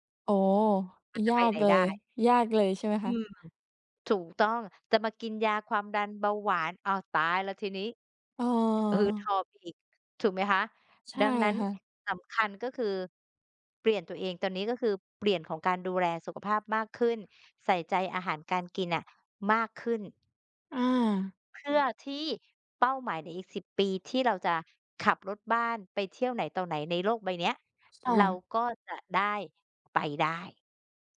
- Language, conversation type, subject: Thai, unstructured, คุณอยากให้ชีวิตของคุณเปลี่ยนแปลงไปอย่างไรในอีกสิบปีข้างหน้า?
- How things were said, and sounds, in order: other background noise